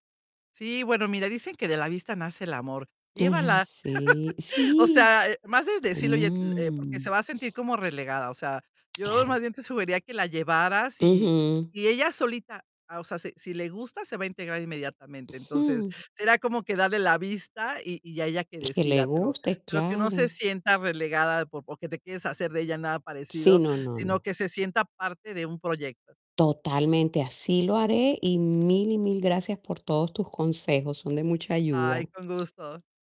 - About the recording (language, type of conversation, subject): Spanish, advice, ¿Cómo puedo manejar la tensión con mis suegros por los límites y las visitas?
- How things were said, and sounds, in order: static; laugh; tapping